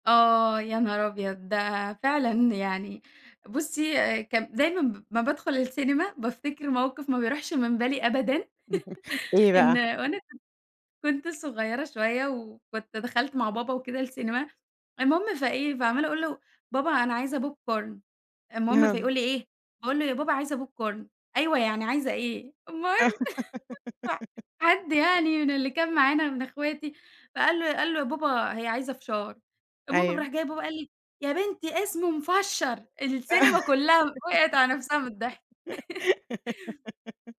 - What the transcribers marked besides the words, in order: chuckle; laugh; other background noise; in English: "popcorn"; in English: "popcorn"; giggle; chuckle; giggle; laugh
- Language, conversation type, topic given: Arabic, podcast, إيه اللي بتفضّله أكتر: تتفرّج على الفيلم في السينما ولا على نتفليكس، وليه؟